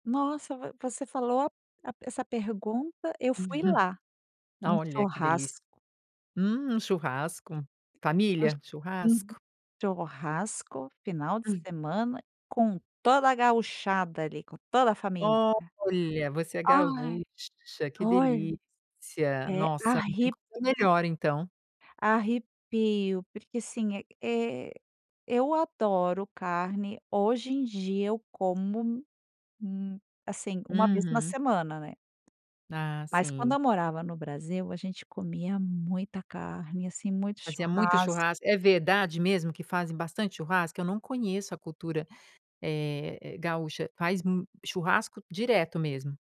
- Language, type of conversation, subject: Portuguese, podcast, Que cheiro de comida imediatamente te transporta no tempo?
- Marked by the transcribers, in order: tapping; chuckle